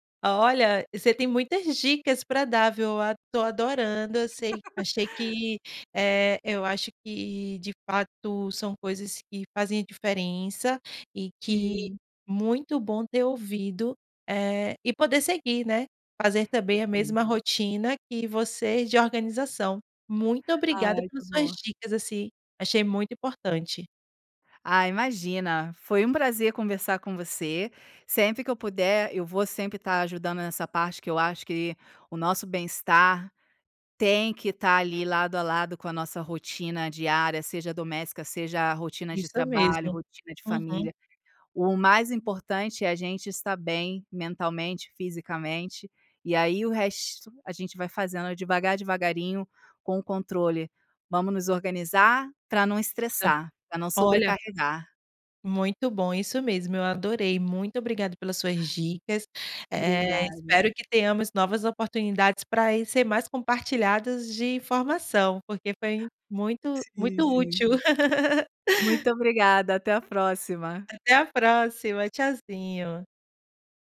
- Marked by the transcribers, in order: laugh; unintelligible speech; laugh
- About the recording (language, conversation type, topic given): Portuguese, podcast, Como você integra o trabalho remoto à rotina doméstica?